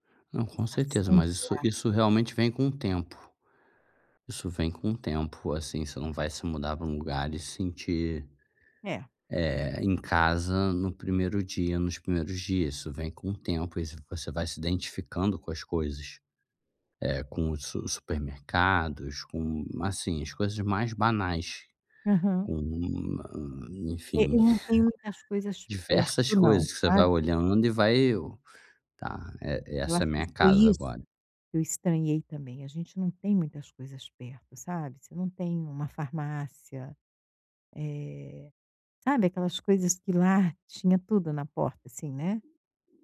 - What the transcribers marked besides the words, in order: none
- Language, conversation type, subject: Portuguese, advice, Como posso criar uma sensação de lar nesta nova cidade?